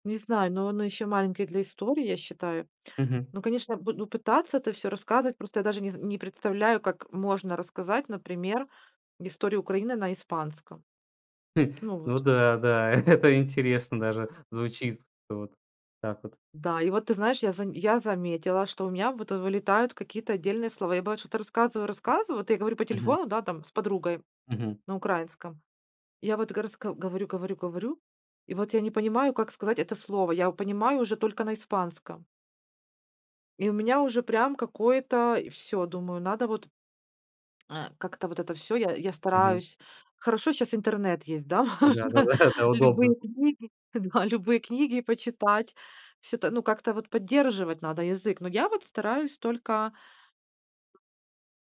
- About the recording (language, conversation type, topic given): Russian, podcast, Что помогает тебе сохранять язык предков?
- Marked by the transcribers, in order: chuckle; tapping; chuckle; other background noise; chuckle; laugh